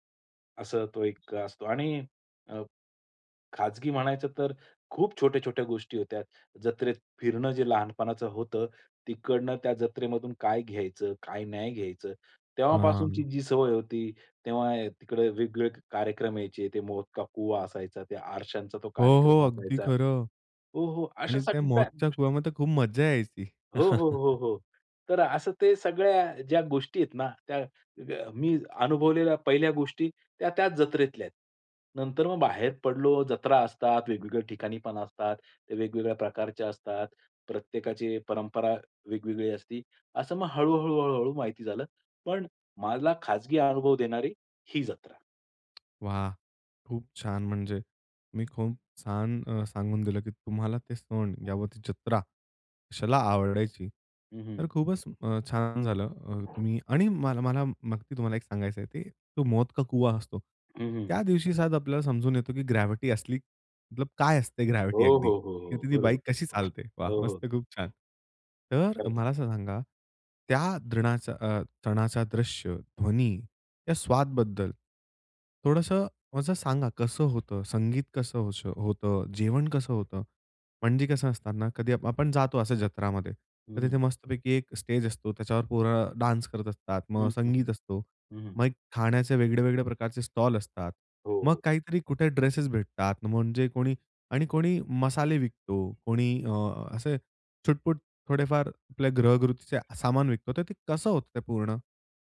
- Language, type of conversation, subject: Marathi, podcast, स्थानिक सणातला तुझा आवडता, विसरता न येणारा अनुभव कोणता होता?
- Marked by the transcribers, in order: tapping; horn; chuckle; "छान" said as "सान"; other background noise; unintelligible speech; "शायद" said as "साध"; in English: "ग्रॅव्हिटी"; in English: "ग्रॅव्हिटी"; joyful: "वाह! मस्त खूप छान!"; in English: "डान्स"